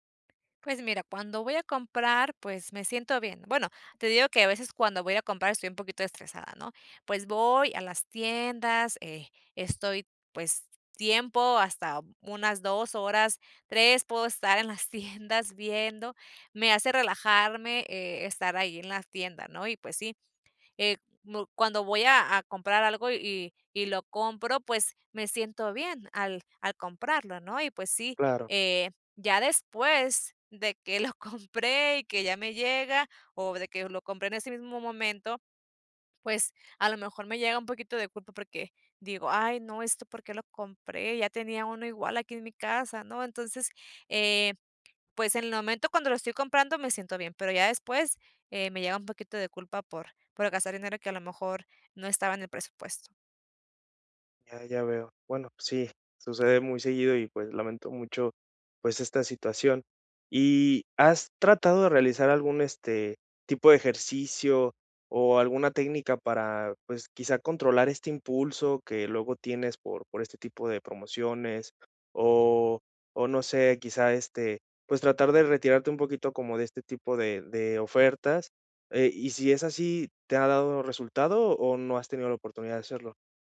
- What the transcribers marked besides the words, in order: other background noise
- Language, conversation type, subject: Spanish, advice, ¿Cómo ha afectado tu presupuesto la compra impulsiva constante y qué culpa te genera?